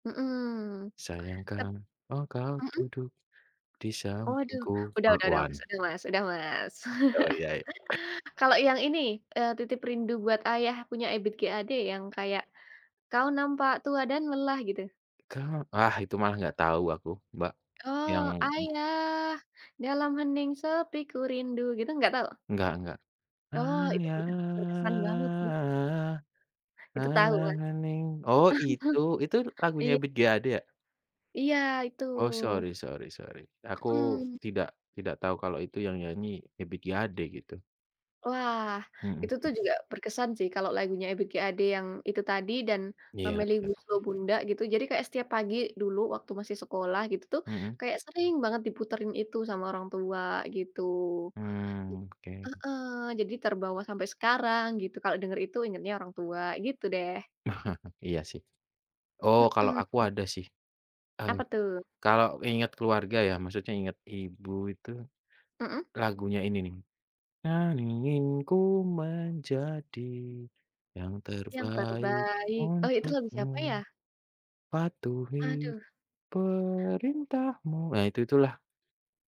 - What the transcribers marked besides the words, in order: singing: "Sayang kan engkau duduk di sampingku"; tapping; chuckle; other background noise; singing: "kau nampak tua dan lelah"; singing: "Kau"; singing: "Oh, ayah dalam hening sepi kurindu"; singing: "Ayah, dalam hening"; chuckle; chuckle; singing: "kau ingin ku menjadi yang terbaik untukmu. Patuhi perintahmu"; singing: "Yang terbaik"
- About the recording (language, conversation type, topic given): Indonesian, unstructured, Apa yang membuat sebuah lagu terasa berkesan?